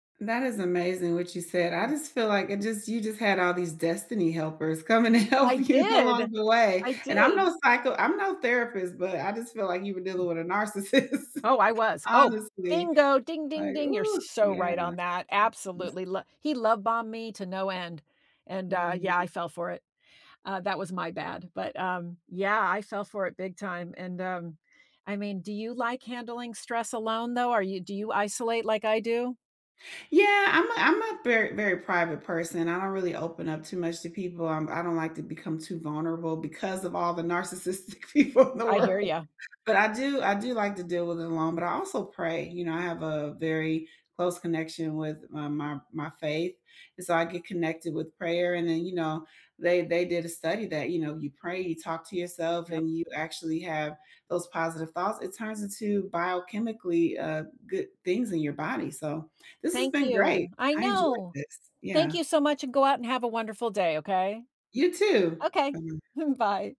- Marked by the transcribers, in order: other background noise; laughing while speaking: "coming to help you"; laughing while speaking: "narcissist"; other noise; laughing while speaking: "people in the world"; tapping; unintelligible speech; chuckle
- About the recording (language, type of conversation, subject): English, unstructured, How do you usually handle stress when it feels overwhelming?